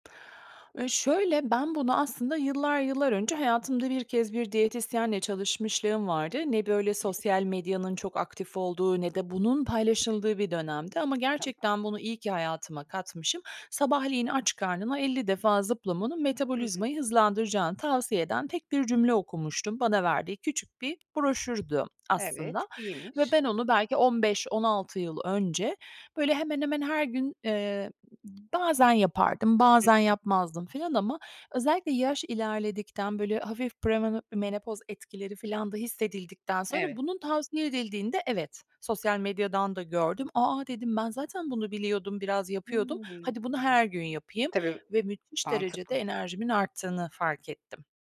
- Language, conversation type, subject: Turkish, podcast, Egzersizi günlük rutine dahil etmenin kolay yolları nelerdir?
- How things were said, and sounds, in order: other background noise